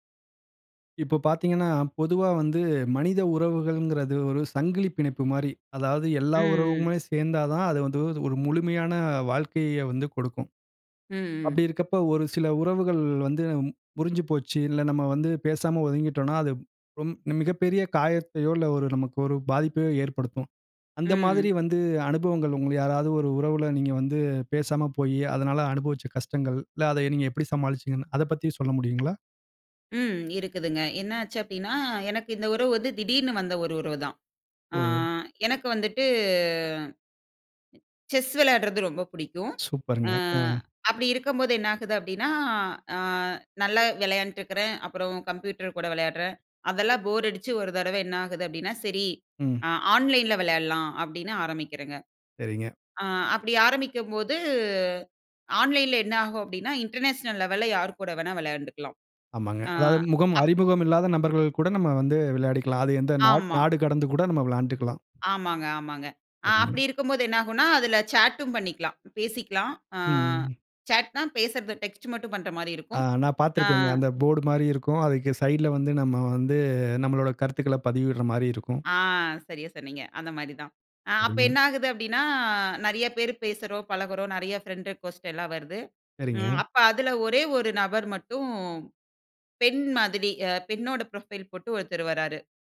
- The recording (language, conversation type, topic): Tamil, podcast, ஒரு உறவு முடிந்ததற்கான வருத்தத்தை எப்படிச் சமாளிக்கிறீர்கள்?
- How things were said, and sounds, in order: drawn out: "ம்"; other background noise; drawn out: "வந்துட்டு"; drawn out: "அப்பிடின்னா"; in English: "போர்"; in English: "ஆன்லைன்ல"; in English: "ஆன்லைன்"; in English: "இன்டர்நேஷனல் லெவல்‌ல"; in English: "சாட்‌டும்"; drawn out: "ம்"; in English: "சாட்ன்னா"; in English: "டெக்ஸ்ட்"; in English: "ஃபிரெண்ட் ரிக்வெஸ்ட்"; in English: "புரொஃபைல்"